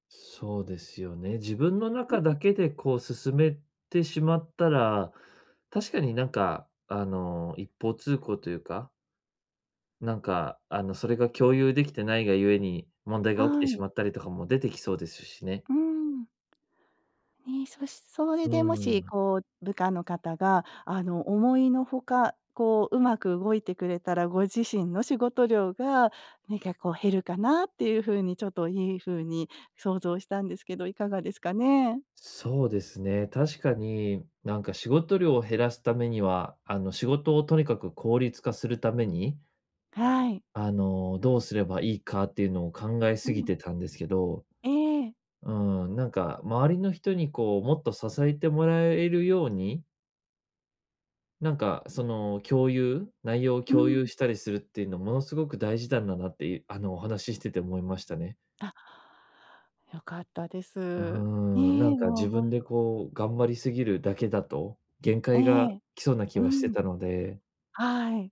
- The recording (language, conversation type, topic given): Japanese, advice, 仕事量が多すぎるとき、どうやって適切な境界線を設定すればよいですか？
- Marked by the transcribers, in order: none